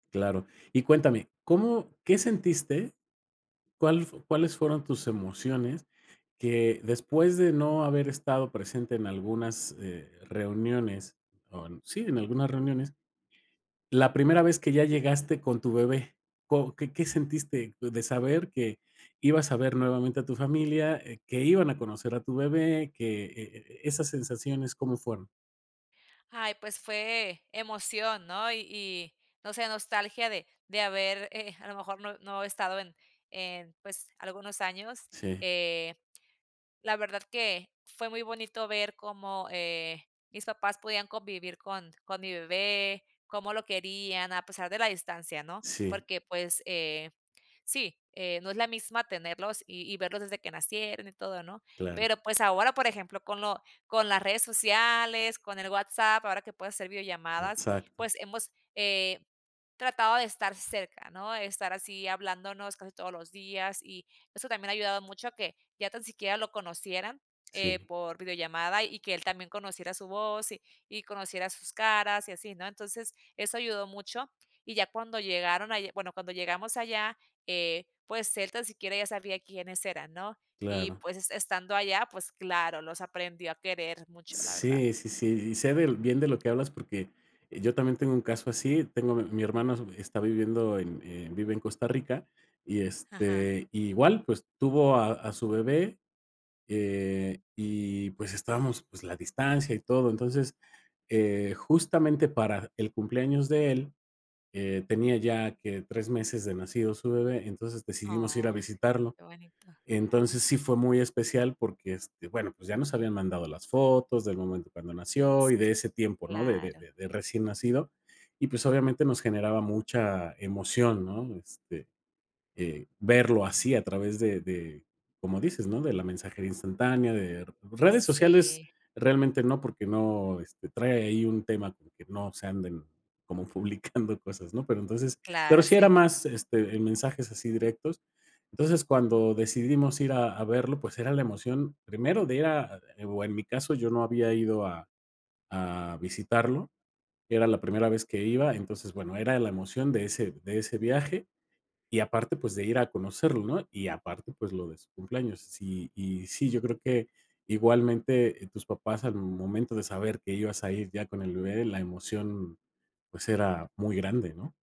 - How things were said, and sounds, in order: other noise; tapping
- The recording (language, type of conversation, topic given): Spanish, podcast, ¿Qué tradiciones ayudan a mantener unidos a tus parientes?